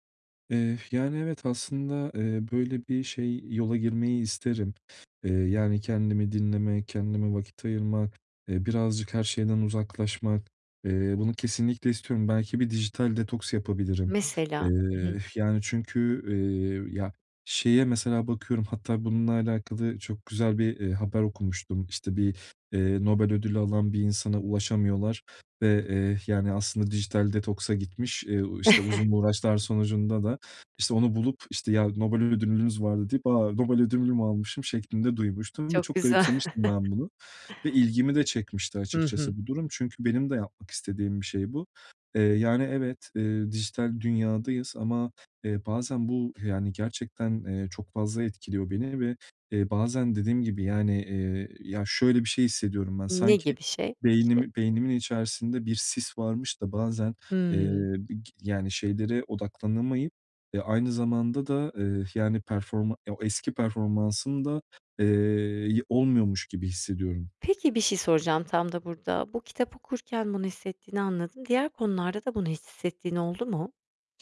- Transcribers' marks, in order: tapping; other background noise; chuckle; chuckle
- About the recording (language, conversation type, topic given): Turkish, advice, Film ya da kitap izlerken neden bu kadar kolay dikkatimi kaybediyorum?